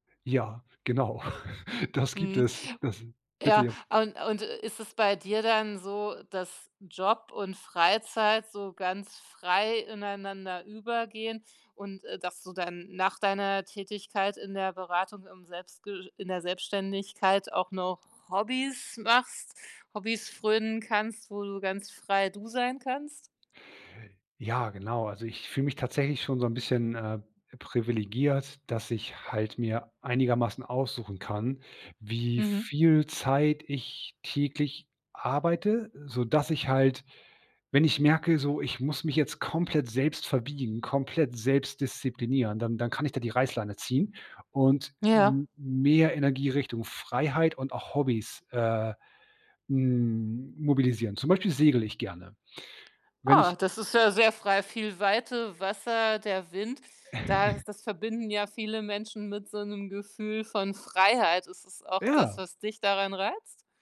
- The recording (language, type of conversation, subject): German, podcast, Wie findest du die Balance zwischen Disziplin und Freiheit?
- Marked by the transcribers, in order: chuckle; surprised: "Ah"; chuckle; put-on voice: "Ja"